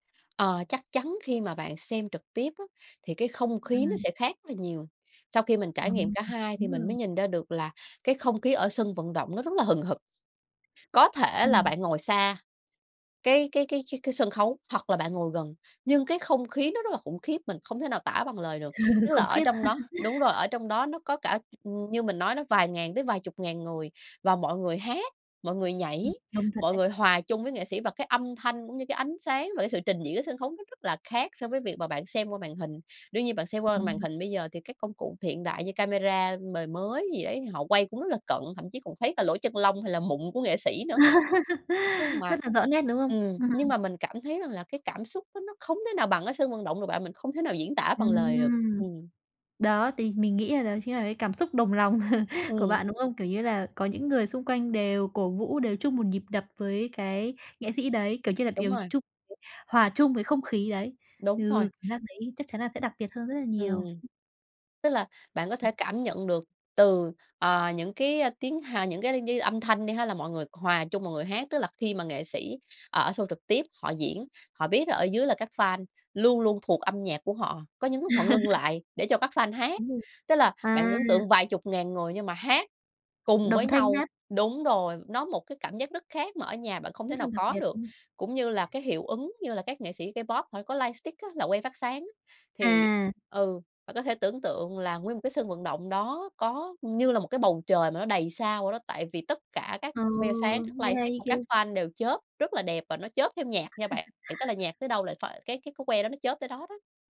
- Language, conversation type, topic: Vietnamese, podcast, Điều gì khiến bạn mê nhất khi xem một chương trình biểu diễn trực tiếp?
- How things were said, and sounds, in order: tapping; laugh; chuckle; laugh; other background noise; chuckle; unintelligible speech; other noise; laugh; in English: "lightstick"; in English: "lightstick"; chuckle